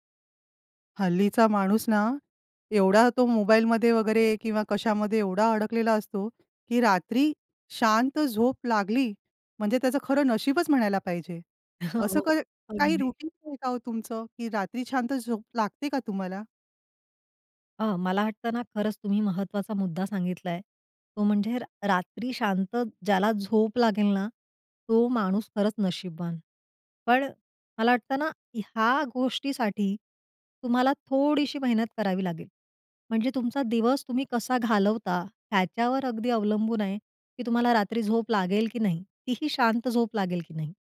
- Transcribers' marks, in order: laughing while speaking: "हो हो"; in English: "रूटीन"; tapping
- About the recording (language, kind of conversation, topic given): Marathi, podcast, रात्री शांत झोपेसाठी तुमची दिनचर्या काय आहे?